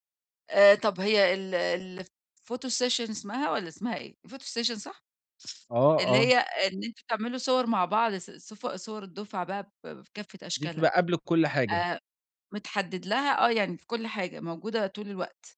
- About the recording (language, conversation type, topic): Arabic, advice, إزاي نتعامل مع خلافات المجموعة وإحنا بنخطط لحفلة؟
- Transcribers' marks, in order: in English: "الphoto session"; in English: "الphoto session"